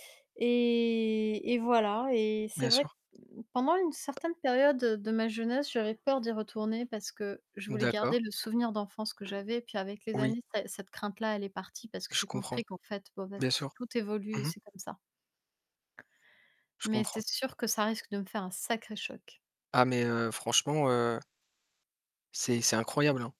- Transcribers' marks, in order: static; drawn out: "et"; tapping; unintelligible speech; stressed: "sacré"
- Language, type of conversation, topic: French, unstructured, As-tu déjà vécu une expérience drôle ou embarrassante en voyage ?